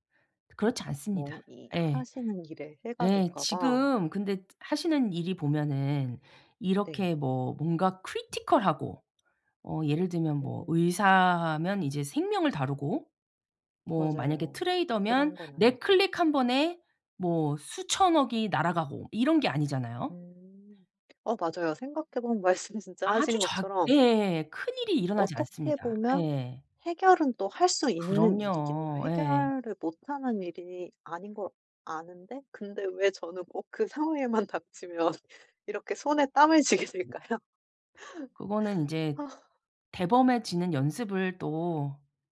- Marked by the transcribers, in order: other background noise; in English: "크리티컬하고"; laughing while speaking: "말씀"; laughing while speaking: "쥐게 될까요?"; laugh
- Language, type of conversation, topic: Korean, advice, 복잡한 일을 앞두고 불안감과 자기의심을 어떻게 줄일 수 있을까요?